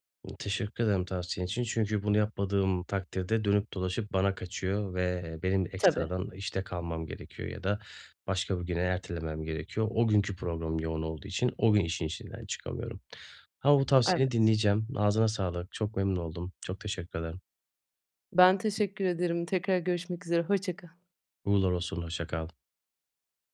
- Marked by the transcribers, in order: none
- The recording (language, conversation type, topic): Turkish, advice, Zaman yönetiminde önceliklendirmekte zorlanıyorum; benzer işleri gruplayarak daha verimli olabilir miyim?
- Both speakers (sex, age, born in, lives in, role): female, 30-34, Turkey, Netherlands, advisor; male, 30-34, Turkey, Bulgaria, user